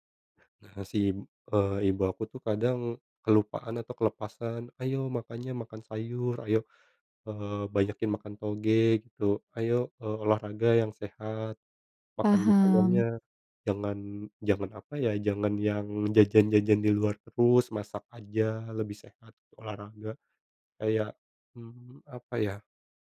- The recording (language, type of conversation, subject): Indonesian, advice, Apakah Anda diharapkan segera punya anak setelah menikah?
- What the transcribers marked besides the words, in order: none